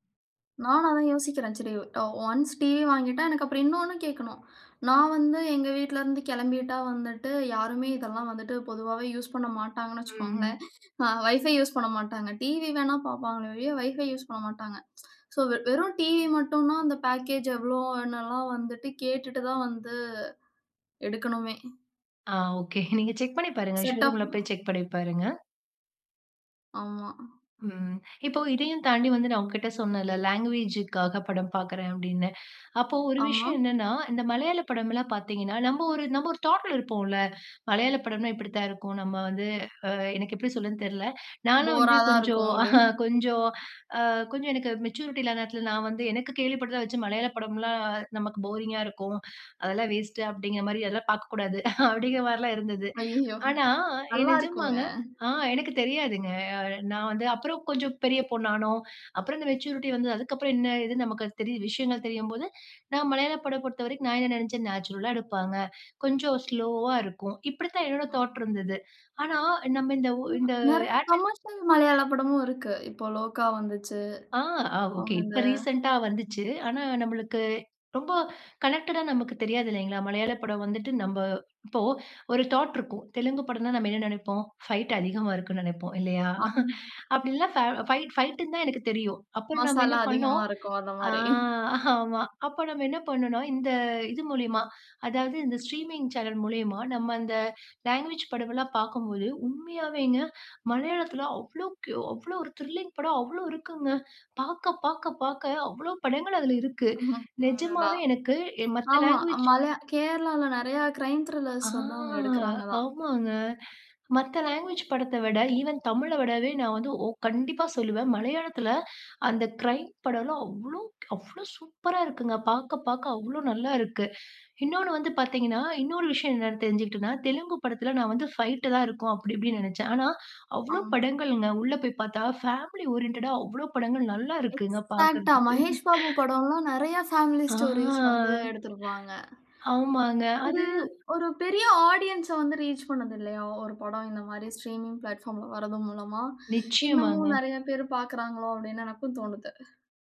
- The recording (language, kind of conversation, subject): Tamil, podcast, ஸ்ட்ரீமிங் தளங்கள் சினிமா அனுபவத்தை எவ்வாறு மாற்றியுள்ளன?
- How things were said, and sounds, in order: in English: "ஒன்ஸ்"; inhale; in English: "யூஸ்"; drawn out: "ம்"; chuckle; in English: "வைஃபை யூஸ்"; tsk; in English: "சோ"; in English: "பேக்கேஜ்"; other background noise; in English: "லாங்குவேஜ்க்காக"; in English: "தாட்ல"; in English: "போரிங்கா"; chuckle; laughing while speaking: "அய்யயோ! நல்லா இருக்குங்க"; in English: "மேச்சூரிட்டி"; in English: "தாட்"; in English: "கமர்ஷியல்"; in English: "ரீசென்ட்டா"; in English: "கனெக்டடா"; in English: "தாட்"; laughing while speaking: "ஆ, ஆமா"; in English: "ஸ்ட்ரீமிங் சேனல்"; in English: "லாங்குவேஜ்"; in English: "த்ரில்லிங்"; chuckle; in English: "லாங்குவேஜ்"; in English: "கிரைம் த்ரில்லர்ஸ்"; in English: "லாங்குவேஜ்"; in English: "க்ரைம்"; in English: "ஃபேமிலி ஓரியன்டடா"; in English: "எக்ஸாக்ட்டா"; laugh; in English: "ஃபேமிலிஸ் ஸ்டோரீஸ்"; drawn out: "ஆ"; in English: "ஆடியன்ஸ"; in English: "ரீச்"; in English: "ஸ்ட்ரீமிங் பிளாட்பார்ம்ல"